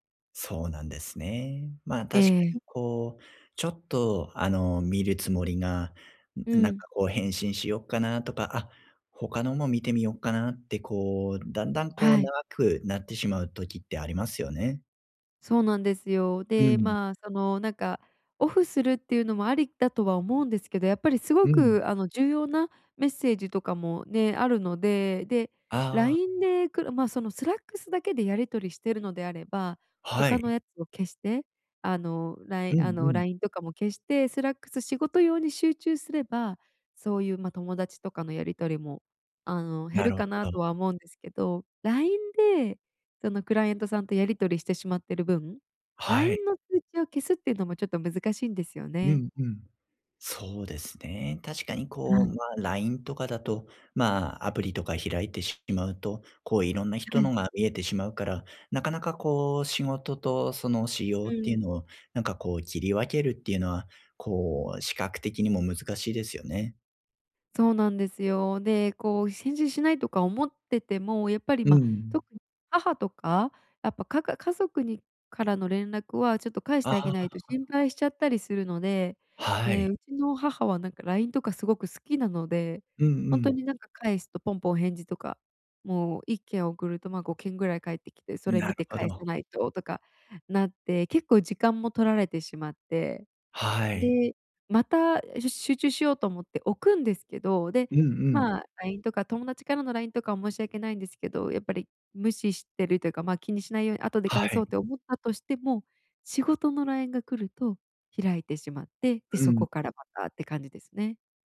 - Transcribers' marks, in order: none
- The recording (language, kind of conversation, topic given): Japanese, advice, 通知で集中が途切れてしまうのですが、どうすれば集中を続けられますか？